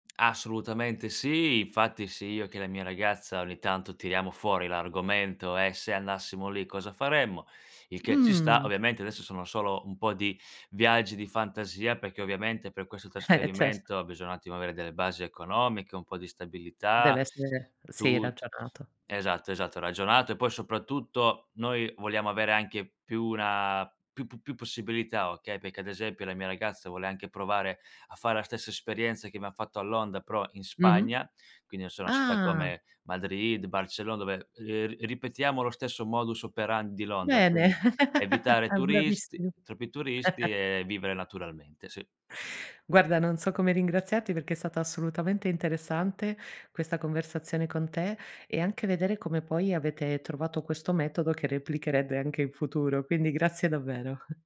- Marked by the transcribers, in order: stressed: "Assolutamente"; drawn out: "sì"; "sia" said as "si"; other background noise; "bisogna" said as "bisoa"; drawn out: "stabilità"; stressed: "soprattutto"; "vogliamo" said as "voliamo"; drawn out: "una"; "perché" said as "peché"; "la" said as "a"; "Londra" said as "londa"; drawn out: "Ah"; in Latin: "modus operan"; "operandi" said as "operan"; chuckle; "bravissimo" said as "bravissiru"; chuckle; inhale; laughing while speaking: "replicherede anche in futuro"; "replicherete" said as "replicherede"; chuckle
- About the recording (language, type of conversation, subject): Italian, podcast, Che consiglio daresti per viaggiare con poco budget?